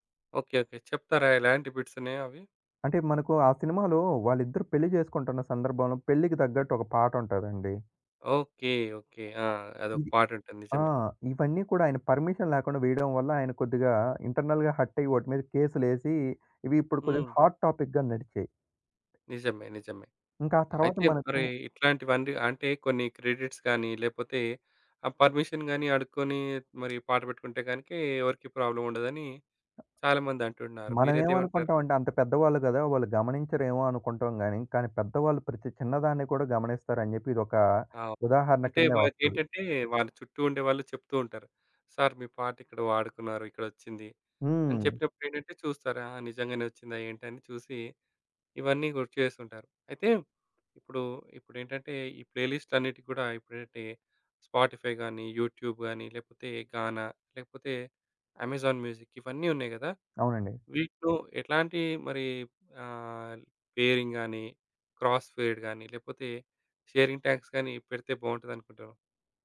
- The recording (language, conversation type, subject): Telugu, podcast, షేర్ చేసుకునే పాటల జాబితాకు పాటలను ఎలా ఎంపిక చేస్తారు?
- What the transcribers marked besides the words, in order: other background noise; in English: "పర్మిషన్"; in English: "ఇంటర్నల్‌గా హర్ట్"; in English: "హాట్ టాపిక్‌గా"; in English: "క్రెడిట్స్"; in English: "పర్మిషన్"; in English: "ప్రాబ్లమ్"; in English: "ప్లే"; in English: "స్పాటిఫైగాని యూట్యూబ్"; in English: "గానా"; in English: "అమెజాన్ మ్యూజిక్"; in English: "పేరింగ్‌గాని క్రాస్ ఫేర్డ్"; in English: "షేరింగ్‌టాక్స్‌గాని"